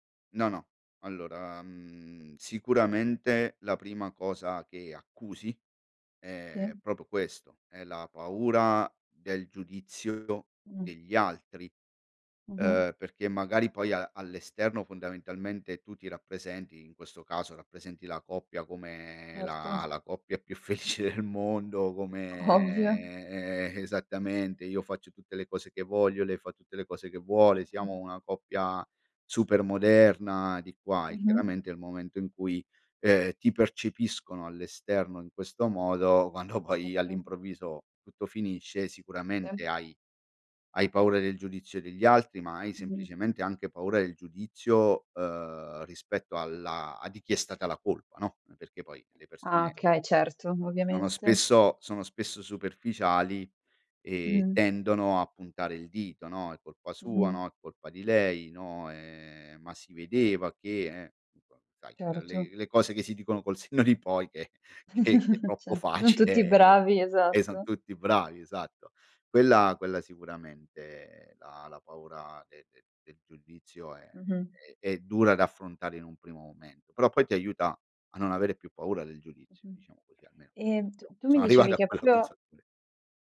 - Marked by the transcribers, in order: "proprio" said as "propo"; laughing while speaking: "felice"; other background noise; laughing while speaking: "Ovvio"; laughing while speaking: "quando poi"; tapping; unintelligible speech; laughing while speaking: "col senno di poi che che è troppo facile e"; chuckle; laughing while speaking: "sono arrivato a quella consapevole"; "proprio" said as "propio"
- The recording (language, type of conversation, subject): Italian, podcast, Quali paure hai affrontato nel reinventare te stesso?